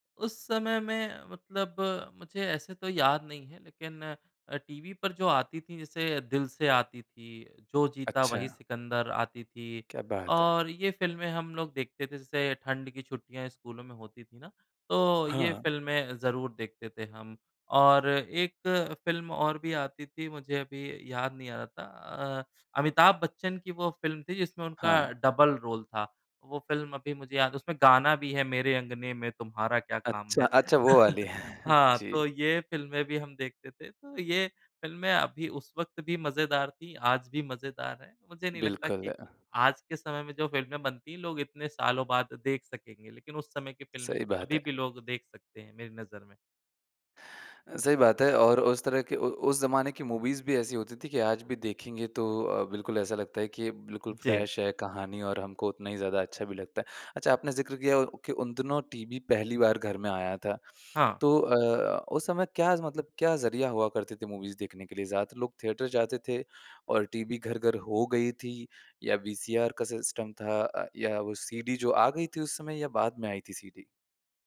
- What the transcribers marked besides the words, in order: in English: "डबल रोल"; chuckle; chuckle; in English: "मूवीज़"; in English: "फ़्रेश"; in English: "मूवीज़"; in English: "थिएटर"; in English: "सिस्टम"
- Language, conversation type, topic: Hindi, podcast, घर वालों के साथ आपने कौन सी फिल्म देखी थी जो आपको सबसे खास लगी?
- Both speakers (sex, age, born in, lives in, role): male, 25-29, India, India, host; male, 30-34, India, India, guest